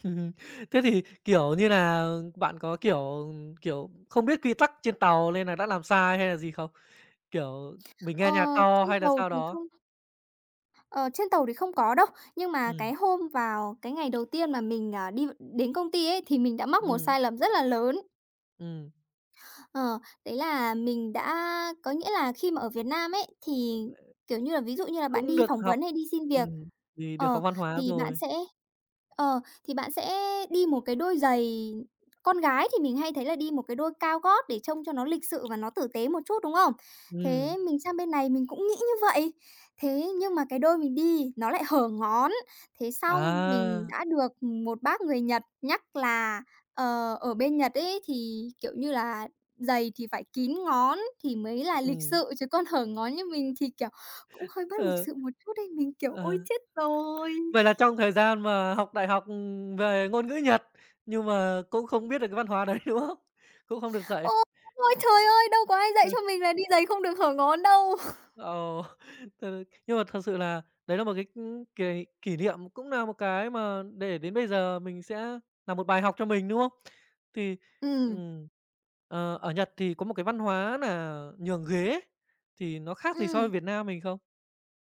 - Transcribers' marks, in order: chuckle; tapping; other background noise; bird; unintelligible speech; laughing while speaking: "đấy, đúng không?"; unintelligible speech; chuckle; unintelligible speech
- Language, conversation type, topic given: Vietnamese, podcast, Bạn có thể kể về một lần bạn bất ngờ trước văn hóa địa phương không?